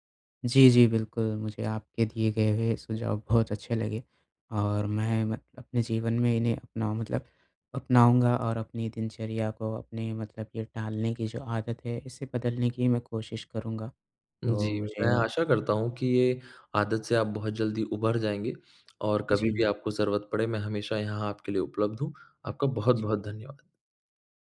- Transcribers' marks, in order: none
- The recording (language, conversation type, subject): Hindi, advice, आप काम बार-बार क्यों टालते हैं और आखिरी मिनट में होने वाले तनाव से कैसे निपटते हैं?